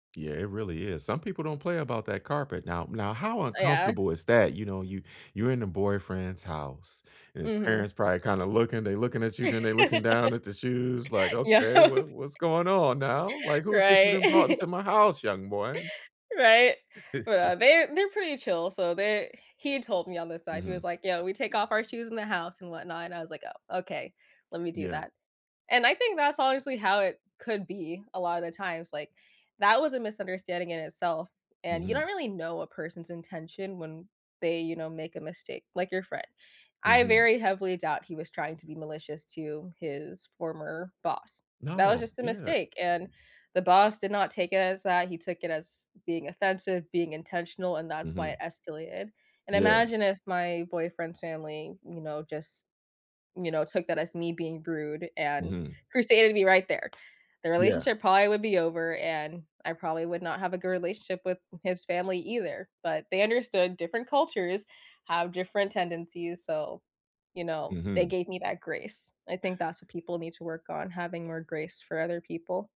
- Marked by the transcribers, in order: laugh; laughing while speaking: "Yep"; chuckle; chuckle; other background noise
- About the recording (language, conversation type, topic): English, unstructured, How can I handle cultural misunderstandings without taking them personally?